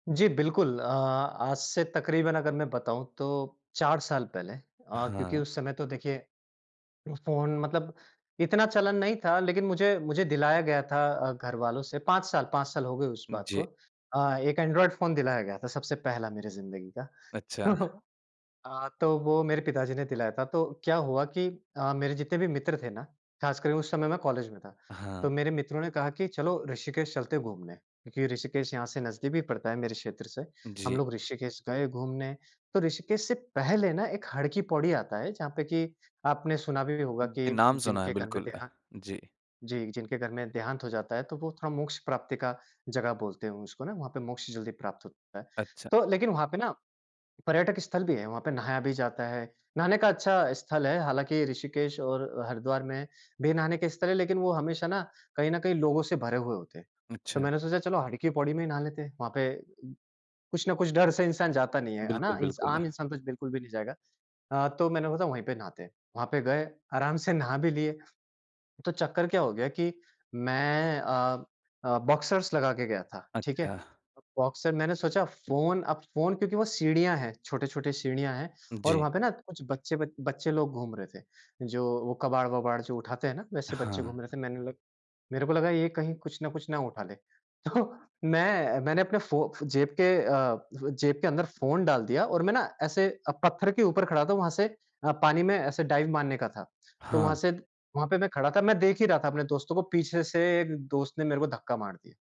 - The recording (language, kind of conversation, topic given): Hindi, podcast, यात्रा के दौरान आपका फोन या पैसे खोने का अनुभव कैसा रहा?
- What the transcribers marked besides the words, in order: laughing while speaking: "तो"; in English: "बॉक्सरस"; laughing while speaking: "तो"; in English: "डाइव"